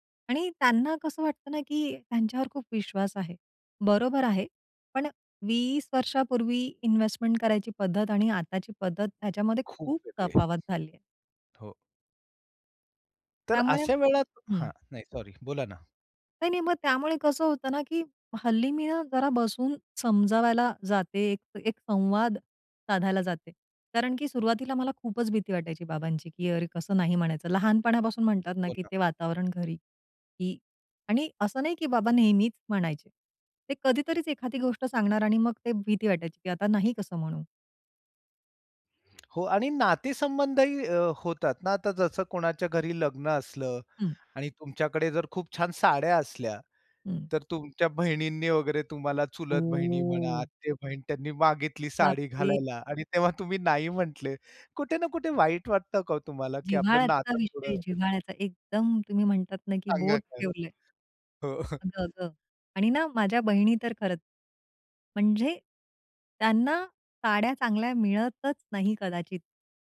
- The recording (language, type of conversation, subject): Marathi, podcast, नकार म्हणताना तुम्हाला कसं वाटतं आणि तुम्ही तो कसा देता?
- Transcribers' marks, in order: tapping; surprised: "ओ!"; drawn out: "ओ!"; other background noise; laughing while speaking: "हो"